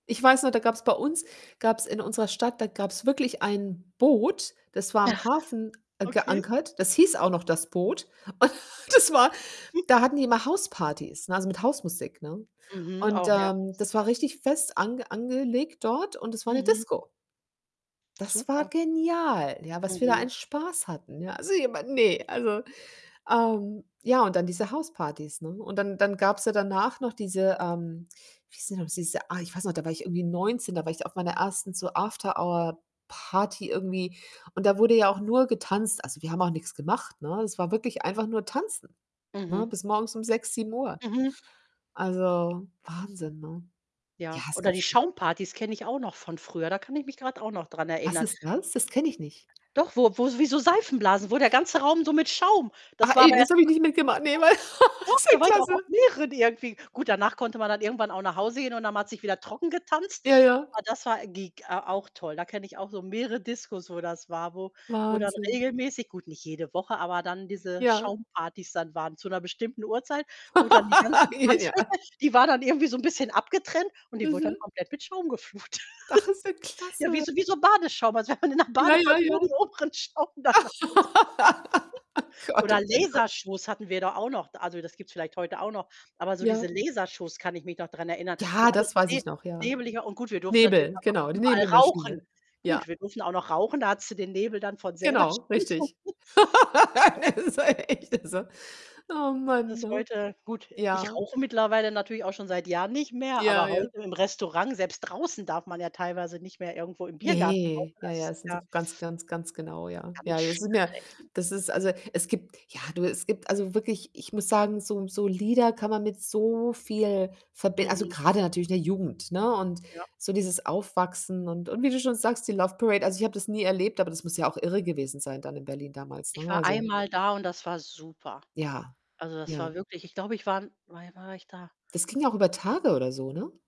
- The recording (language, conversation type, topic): German, unstructured, Gibt es ein Lied, das dich sofort an eine schöne Zeit erinnert?
- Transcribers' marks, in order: distorted speech; other background noise; laughing while speaking: "Und das war"; chuckle; stressed: "genial"; laughing while speaking: "Also, jemand"; unintelligible speech; laugh; laughing while speaking: "ist ja klasse"; laugh; laughing while speaking: "J ja"; laughing while speaking: "Tanzfläche"; laughing while speaking: "geflutet"; laughing while speaking: "wenn man in der Badewanne nur den oberen Schaum dann"; laugh; laughing while speaking: "Gott, oh Gott, oh Gott"; unintelligible speech; chuckle; laughing while speaking: "selber schon"; laugh; laughing while speaking: "Das ist ja echt, also"; unintelligible speech; other noise; drawn out: "so"; static